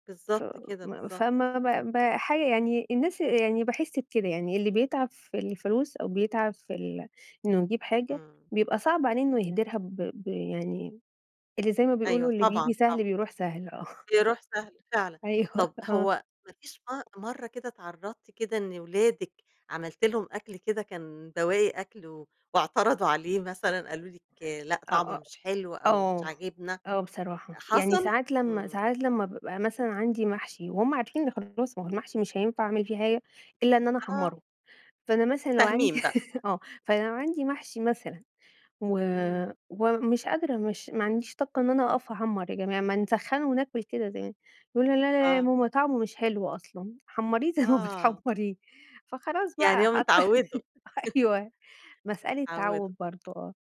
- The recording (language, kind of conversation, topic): Arabic, podcast, ازاي بتتعامل مع بواقي الأكل وتحوّلها لأكلة جديدة؟
- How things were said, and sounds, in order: tapping; laughing while speaking: "آه"; laughing while speaking: "أيوه آه"; other background noise; laugh; laughing while speaking: "زي ما بتحمّريه"; laughing while speaking: "حتى ح أيوه"; chuckle